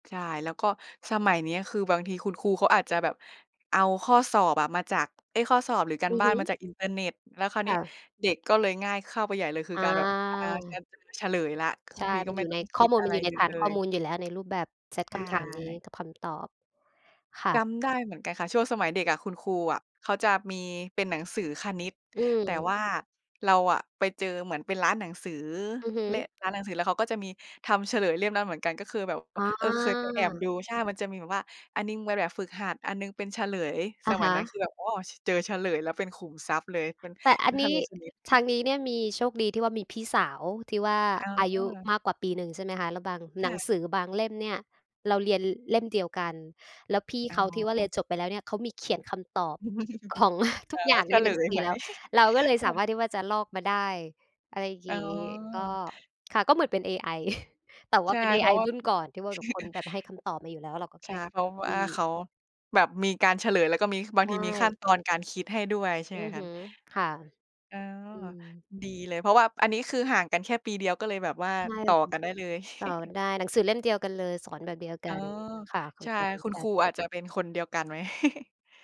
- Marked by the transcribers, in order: drawn out: "อา"; other background noise; chuckle; chuckle; chuckle; chuckle; chuckle
- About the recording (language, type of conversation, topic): Thai, unstructured, การบ้านที่มากเกินไปส่งผลต่อชีวิตของคุณอย่างไรบ้าง?